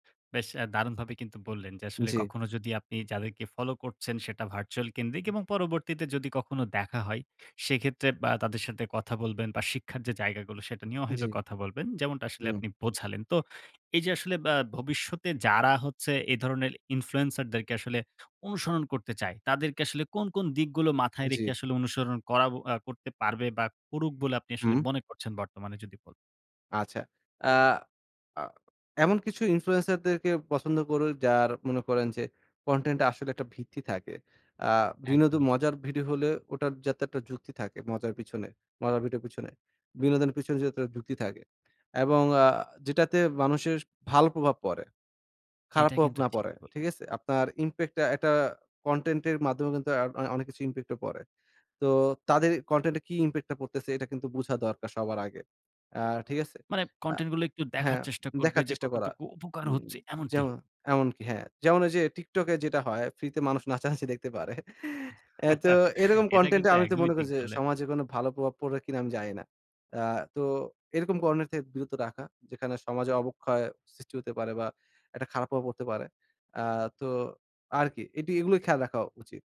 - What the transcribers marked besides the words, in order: tapping; in English: "Influencer"; in English: "Influencer"; in English: "Content"; anticipating: "কতটুকু উপকার হচ্ছে এমনটি"; laughing while speaking: "নাচানাচি দেখতে পারে"; chuckle; laugh; laughing while speaking: "এটা কিন্তু একদমই ঠিক বললেন"; "কনটেন্ট" said as "করনের"
- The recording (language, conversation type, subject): Bengali, podcast, আপনি কোনো ইনফ্লুয়েন্সারকে কেন অনুসরণ করেন?